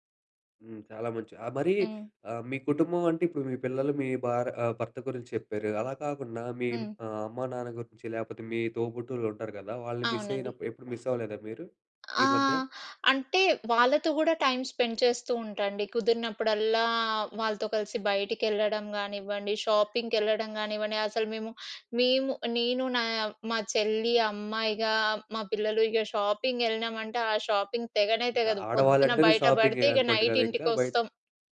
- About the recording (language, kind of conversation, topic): Telugu, podcast, మీ కుటుంబంతో కలిసి విశ్రాంతి పొందడానికి మీరు ఏ విధానాలు పాటిస్తారు?
- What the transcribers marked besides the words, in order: in English: "మిస్"; other background noise; in English: "మిస్"; in English: "టైమ్ స్పెండ్"; in English: "షాపింగ్‌కెళ్ళడం"; in English: "షాపింగ్"; in English: "షాపింగ్"; in English: "నైట్"